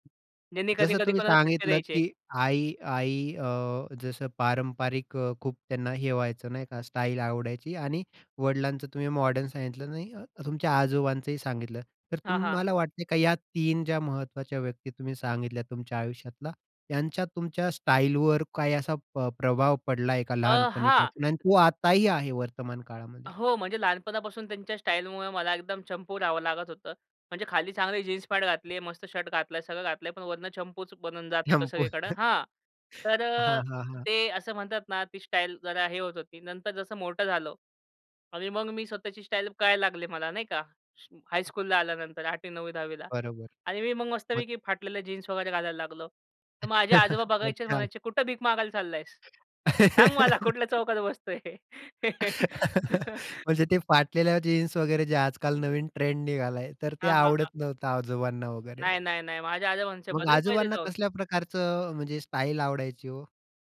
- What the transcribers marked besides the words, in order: other background noise; tapping; chuckle; chuckle; laugh; laughing while speaking: "सांग मला कुठल्या चौकात बसतोय"; laugh
- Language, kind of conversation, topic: Marathi, podcast, कुटुंबाचा तुमच्या पेहरावाच्या पद्धतीवर कितपत प्रभाव पडला आहे?